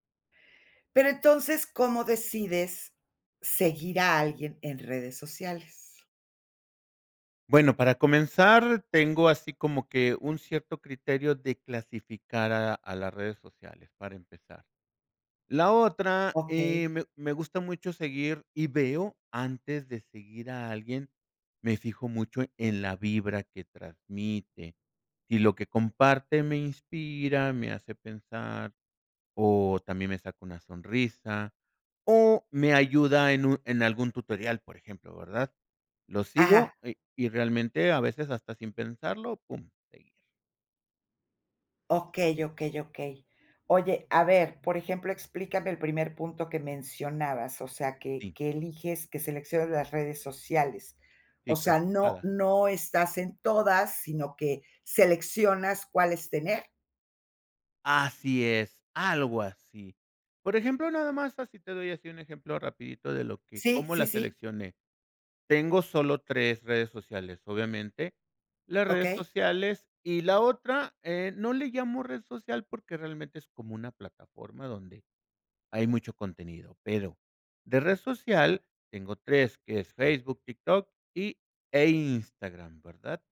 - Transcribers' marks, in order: other background noise
- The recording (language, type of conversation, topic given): Spanish, podcast, ¿Cómo decides si seguir a alguien en redes sociales?